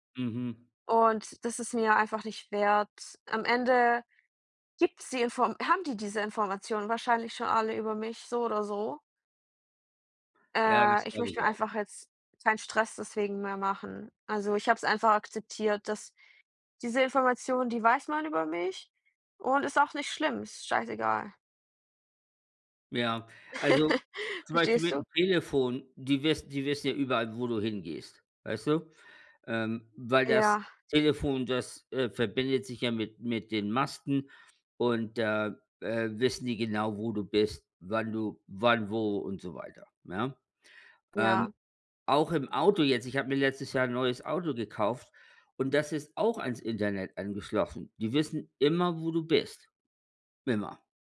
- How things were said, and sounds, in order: laugh
- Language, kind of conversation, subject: German, unstructured, Wie stehst du zur technischen Überwachung?